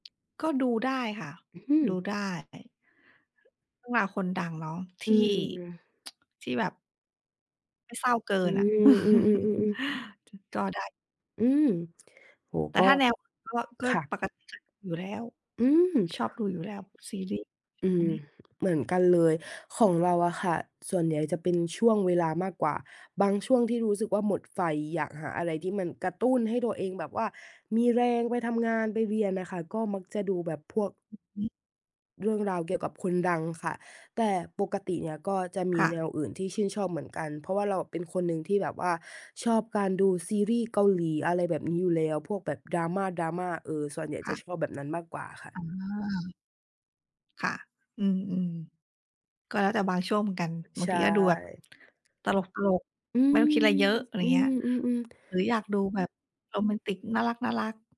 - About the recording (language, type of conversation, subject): Thai, unstructured, คุณคิดอย่างไรกับกระแสความนิยมของซีรีส์ที่เลียนแบบชีวิตของคนดังที่มีอยู่จริง?
- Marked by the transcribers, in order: tapping; other background noise; tsk; chuckle